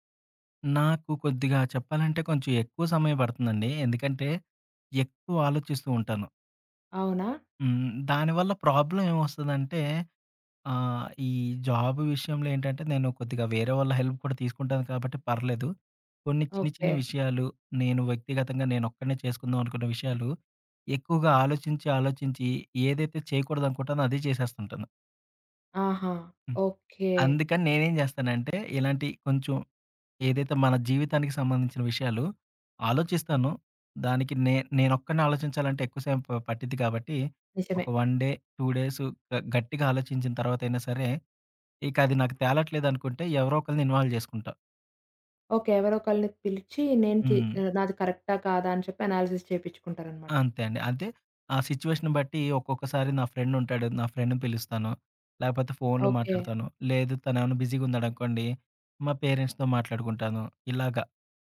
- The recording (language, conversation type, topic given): Telugu, podcast, రెండు ఆఫర్లలో ఒకదాన్నే ఎంపిక చేయాల్సి వస్తే ఎలా నిర్ణయం తీసుకుంటారు?
- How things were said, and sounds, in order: in English: "ప్రాబ్లమ్"; in English: "హెల్ప్"; in English: "వన్ డే, టూ"; in English: "ఇన్వాల్వ్"; in English: "అనాలిసిస్"; in English: "సిట్యుయేషన్‌ని"; in English: "ఫ్రెండ్"; in English: "ఫ్రెండ్‌ని"; in English: "పేరెంట్స్‌తో"